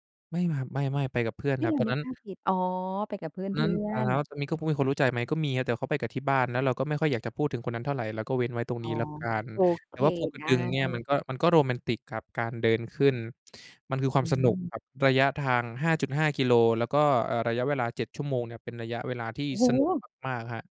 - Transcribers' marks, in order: unintelligible speech; other noise; surprised: "โอ้โฮ !"
- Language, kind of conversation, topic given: Thai, podcast, ช่วงฤดูฝนคุณมีความทรงจำพิเศษอะไรบ้าง?